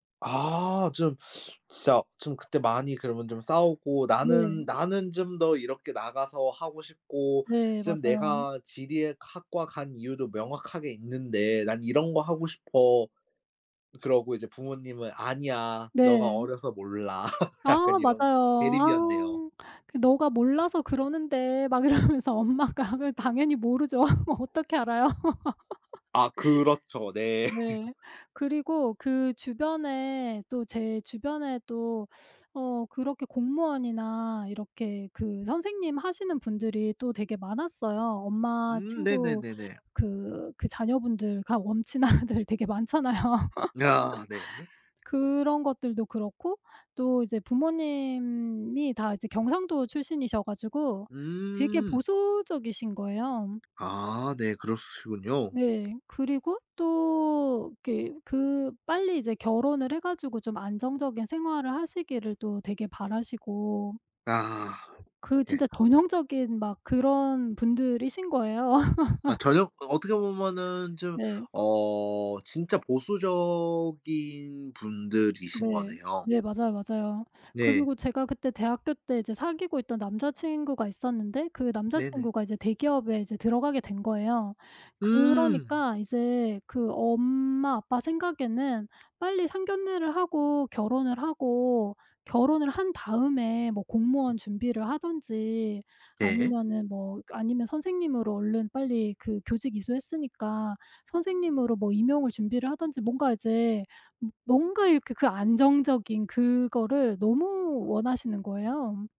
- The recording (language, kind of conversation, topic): Korean, podcast, 가족의 진로 기대에 대해 어떻게 느끼시나요?
- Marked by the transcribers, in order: laugh; laughing while speaking: "이러면서 엄마가"; laugh; other background noise; laughing while speaking: "엄친아들"; laughing while speaking: "많잖아요"; laughing while speaking: "아"; laugh; "그러시군요" said as "그러수시군요"; tapping; laugh